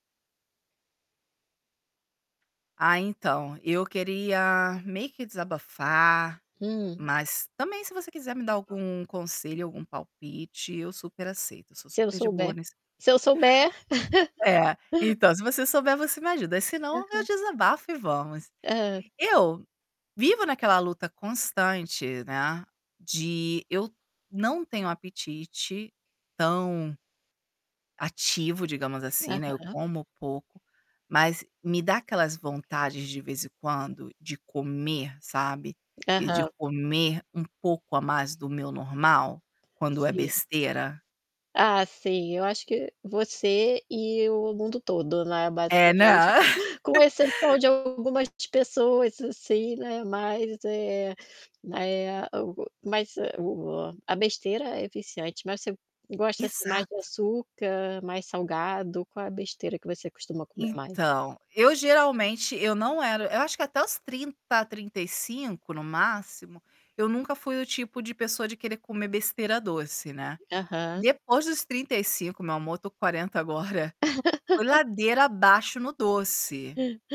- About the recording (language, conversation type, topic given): Portuguese, advice, Como você tem lidado com a perda de apetite ou com a vontade de comer demais?
- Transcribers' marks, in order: tapping; static; other background noise; dog barking; laugh; distorted speech; chuckle; laugh